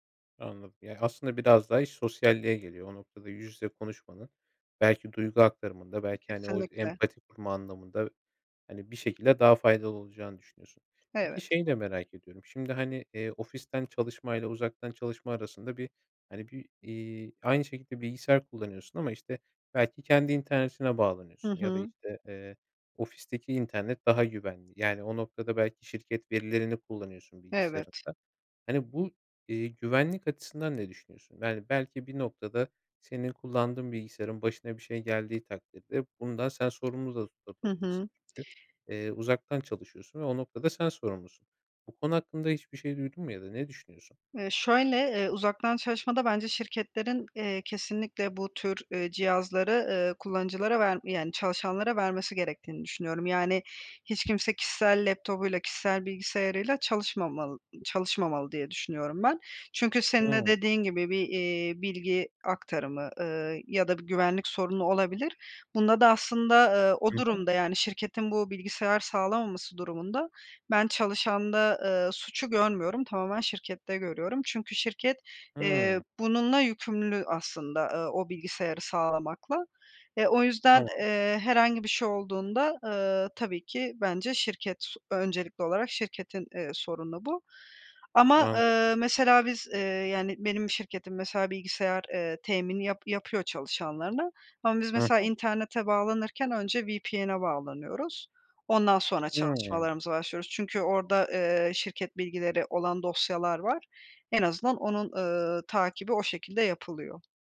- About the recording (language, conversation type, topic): Turkish, podcast, Uzaktan çalışma kültürü işleri nasıl değiştiriyor?
- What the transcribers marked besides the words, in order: tapping